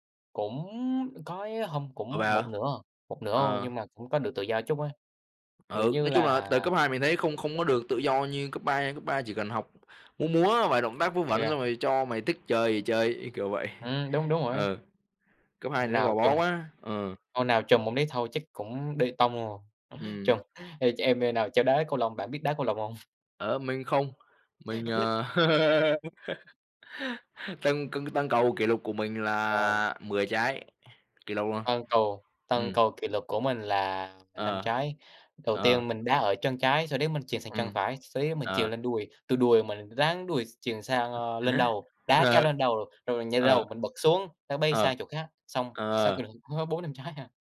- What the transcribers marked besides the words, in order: tapping; chuckle; other background noise; other noise; chuckle; laugh; chuckle; laughing while speaking: "Ờ"
- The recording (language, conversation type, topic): Vietnamese, unstructured, Bạn có kỷ niệm vui nào khi chơi thể thao không?